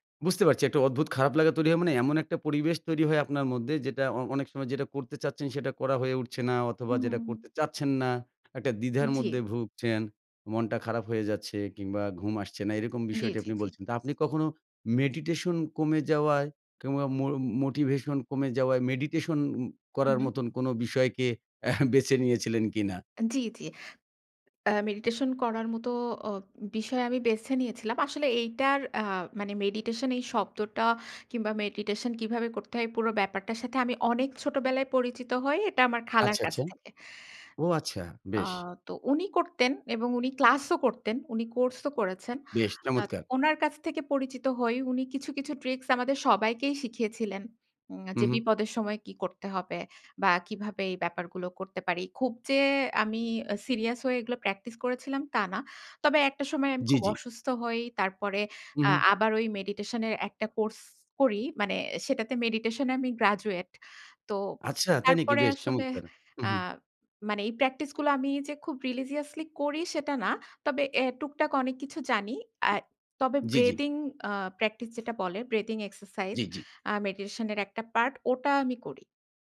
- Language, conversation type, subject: Bengali, podcast, মোটিভেশন কমে গেলে আপনি কীভাবে নিজেকে আবার উদ্দীপ্ত করেন?
- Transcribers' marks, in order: chuckle; "বেছে" said as "বেসে"; in English: "religiously"; in English: "breathing"; tapping; in English: "ব্রেদিং এক্সারসাইজ"